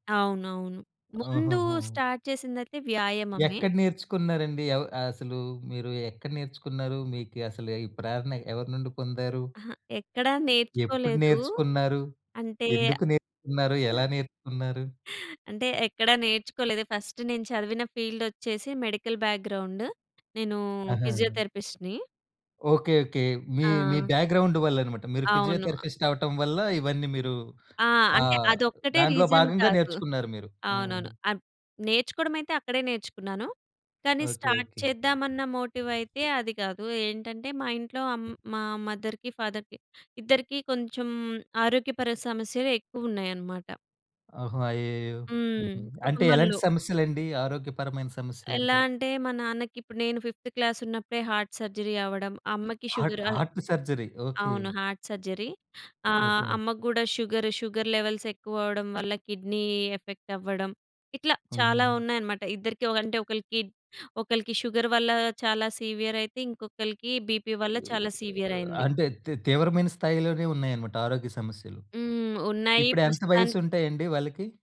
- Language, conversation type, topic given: Telugu, podcast, బిజీ రోజుల్లో ఐదు నిమిషాల ధ్యానం ఎలా చేయాలి?
- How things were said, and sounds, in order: in English: "స్టార్ట్"; chuckle; in English: "ఫస్ట్"; in English: "ఫీల్డ్"; in English: "మెడికల్ బ్యాక్‌గ్రౌండ్"; in English: "ఫిజియోథెరపిస్ట్‌ని"; in English: "బ్యాక్‌గ్రౌండ్"; in English: "ఫిజియోథెరపిస్ట్"; in English: "రీజన్"; in English: "స్టార్ట్"; other background noise; in English: "మదర్‌కి, ఫాదర్‌కి"; in English: "ఫిఫ్త్ క్లాస్"; in English: "హార్ట్ సర్జరీ"; in English: "హార్ట్ హార్ట్ సర్జరీ"; in English: "హార్ట్ సర్జరీ"; in English: "షుగర్ షుగర్ లెవెల్స్"; in English: "కిడ్నీ ఎఫెక్ట్"